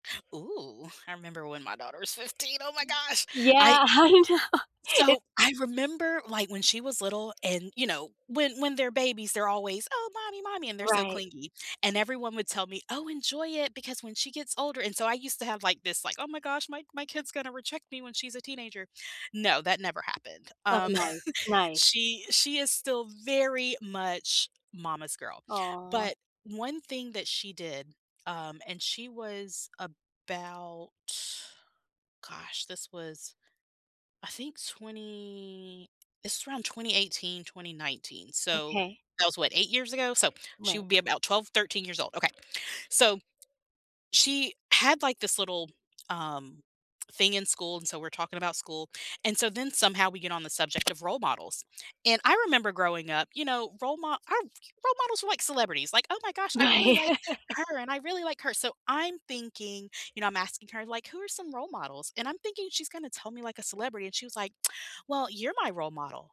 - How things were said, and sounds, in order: gasp; laughing while speaking: "I know"; put-on voice: "Oh, mommy, mommy"; other background noise; laugh; stressed: "very"; drawn out: "twenty"; laughing while speaking: "Right"; laugh
- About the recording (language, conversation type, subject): English, unstructured, Which small, realistic stress-relief habits actually fit your busy day, and what have they changed for you?
- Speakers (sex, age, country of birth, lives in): female, 40-44, United States, United States; female, 55-59, United States, United States